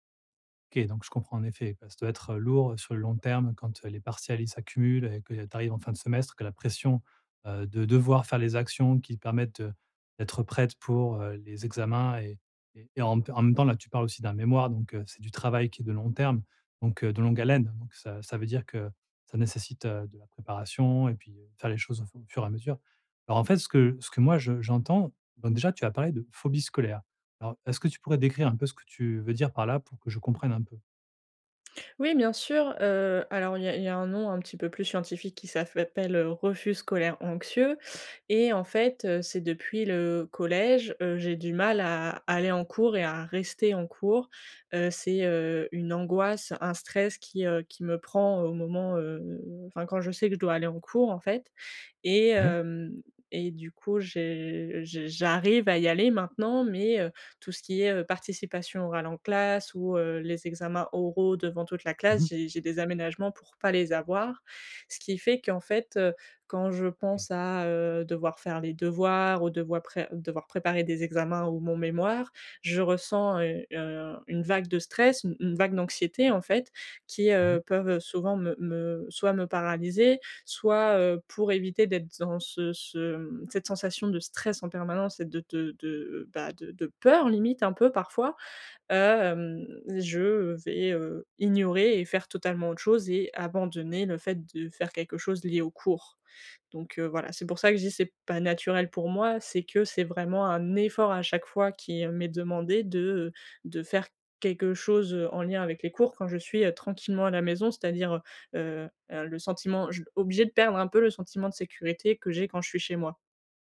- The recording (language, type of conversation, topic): French, advice, Comment puis-je célébrer mes petites victoires quotidiennes pour rester motivé ?
- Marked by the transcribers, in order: "s'appelle" said as "s'afpelle"; "devoir" said as "devoi"